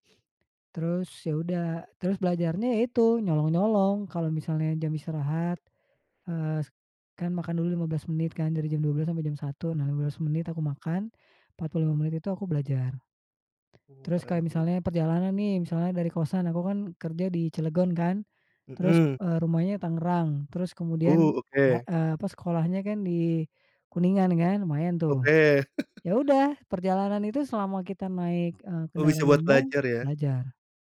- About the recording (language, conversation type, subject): Indonesian, podcast, Bagaimana caramu tetap semangat saat pelajaran terasa membosankan?
- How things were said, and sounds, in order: tapping; laugh